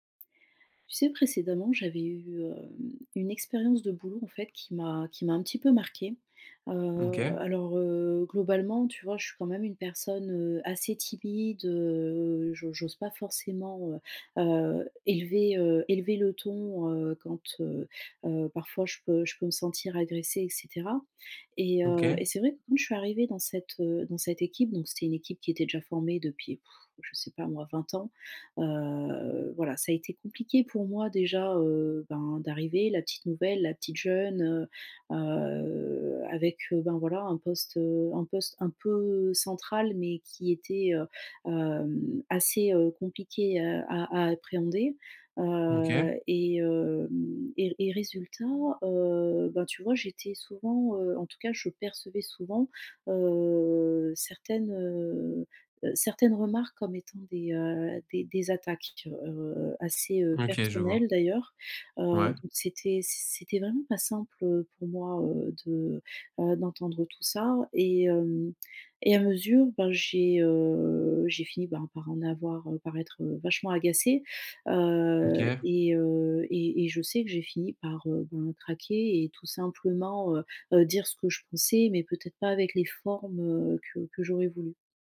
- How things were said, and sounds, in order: drawn out: "hem"; sigh; drawn out: "Heu"; drawn out: "heu"; drawn out: "heu"; stressed: "pas simple, heu, pour moi … par être, heu"
- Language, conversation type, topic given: French, advice, Comment puis-je m’affirmer sans nuire à mes relations professionnelles ?